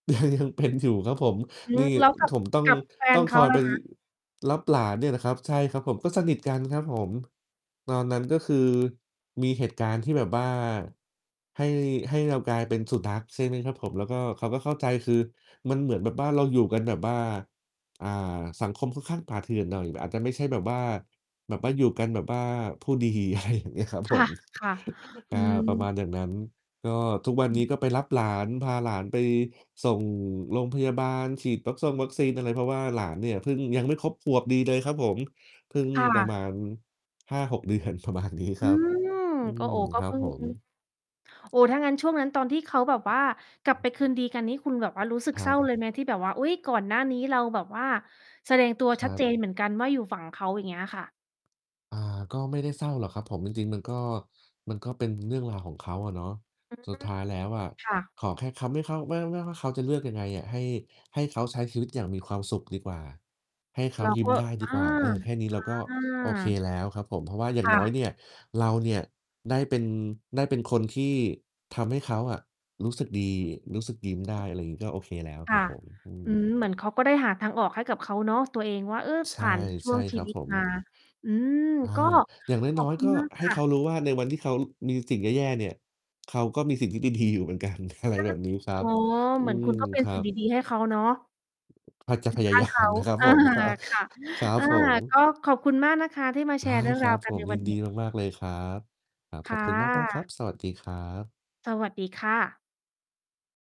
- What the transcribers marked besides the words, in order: chuckle; distorted speech; static; other background noise; laughing while speaking: "อะไรอย่างเงี้ยครับผม"; laughing while speaking: "เดือน ประมาณนี้"; tapping; mechanical hum; laughing while speaking: "ดี ๆ อยู่เหมือนกัน"; laughing while speaking: "ยาม"; laughing while speaking: "เออ"
- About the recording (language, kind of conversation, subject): Thai, unstructured, คุณมีวิธีทำให้ตัวเองยิ้มได้อย่างไรในวันที่รู้สึกเศร้า?